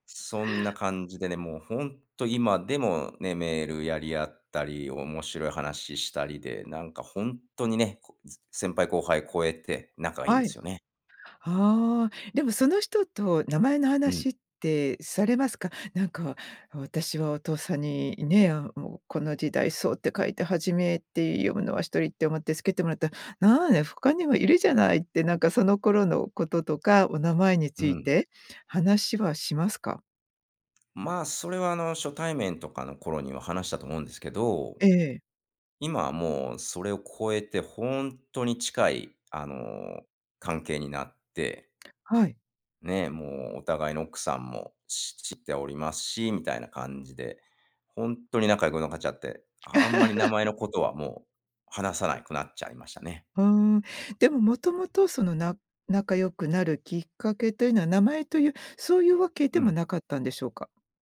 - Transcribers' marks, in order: laugh; other noise; other background noise
- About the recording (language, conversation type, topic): Japanese, podcast, 名前や苗字にまつわる話を教えてくれますか？